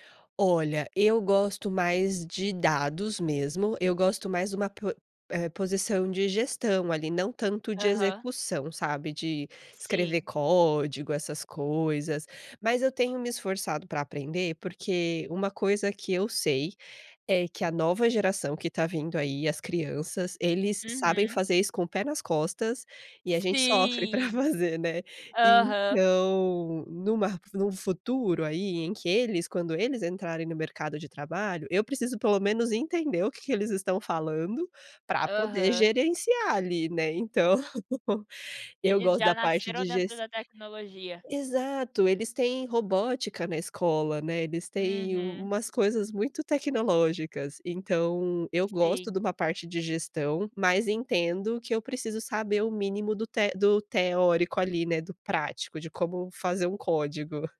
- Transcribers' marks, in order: chuckle
- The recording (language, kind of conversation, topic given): Portuguese, podcast, Você já pensou em mudar de carreira? Por quê?